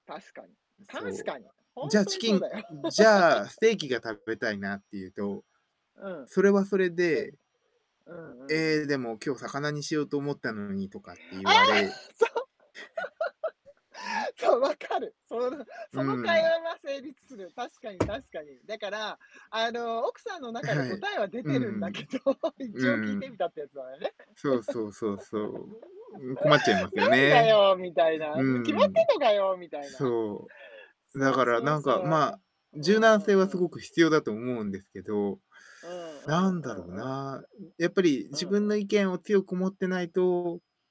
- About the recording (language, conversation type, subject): Japanese, unstructured, 自分の意見をしっかり持つことと、柔軟に考えることのどちらがより重要だと思いますか？
- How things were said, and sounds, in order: static; other noise; laughing while speaking: "そうだよ"; laugh; other background noise; laughing while speaking: "ああ！そう"; laugh; chuckle; tapping; laughing while speaking: "出てるんだけど"; laugh; laugh